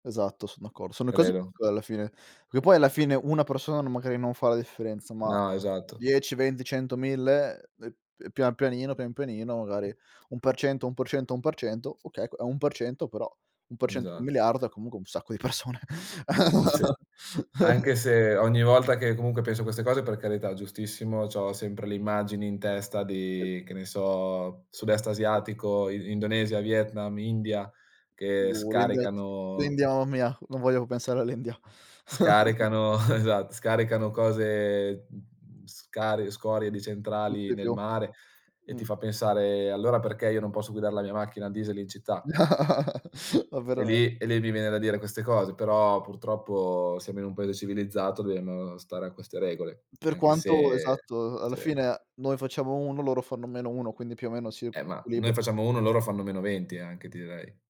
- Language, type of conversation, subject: Italian, unstructured, Quali piccoli gesti quotidiani possiamo fare per proteggere la natura?
- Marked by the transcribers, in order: tapping; laughing while speaking: "Sì"; laughing while speaking: "persone"; laugh; unintelligible speech; unintelligible speech; laughing while speaking: "esatto"; chuckle; other background noise; chuckle